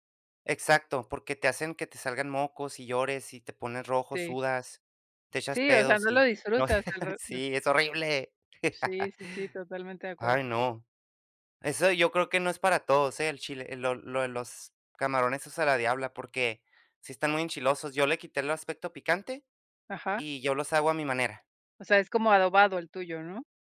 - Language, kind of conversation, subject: Spanish, podcast, ¿Qué comida siempre te conecta con tus raíces?
- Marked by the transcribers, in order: other noise; laughing while speaking: "no"; tapping; chuckle